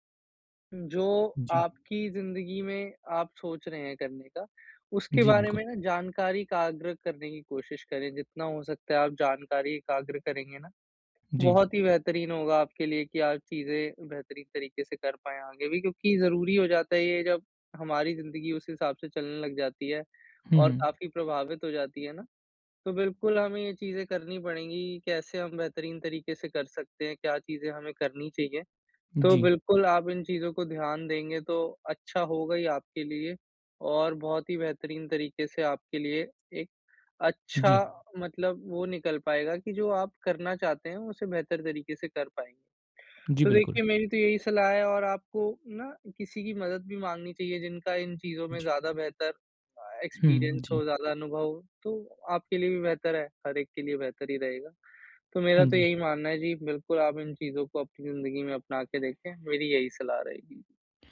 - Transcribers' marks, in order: in English: "एक्सपीरियंस"
- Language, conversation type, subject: Hindi, advice, अप्रत्याशित बाधाओं के लिए मैं बैकअप योजना कैसे तैयार रख सकता/सकती हूँ?